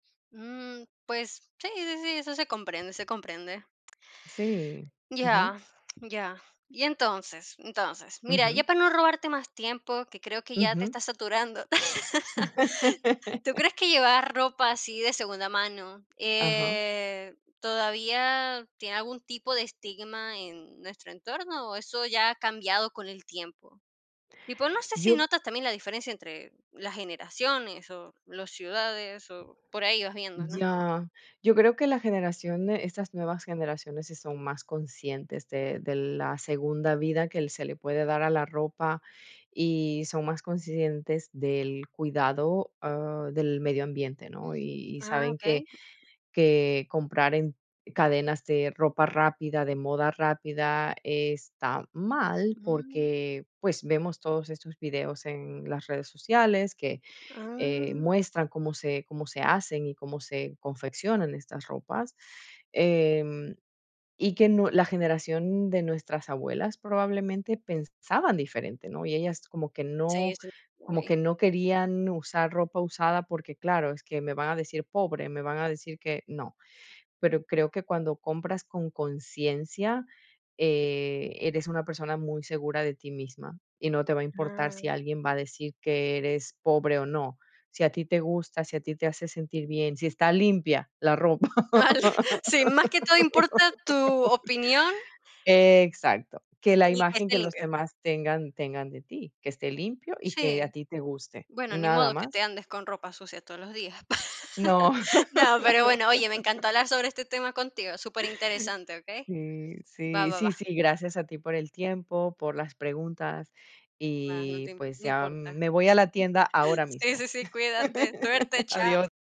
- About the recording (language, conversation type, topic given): Spanish, podcast, ¿Prefieres comprar ropa nueva o buscarla en tiendas de segunda mano?
- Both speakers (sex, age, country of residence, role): female, 40-44, Netherlands, guest; female, 50-54, Portugal, host
- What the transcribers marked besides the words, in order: laugh; tapping; other background noise; laughing while speaking: "Al"; laugh; laugh; chuckle; laugh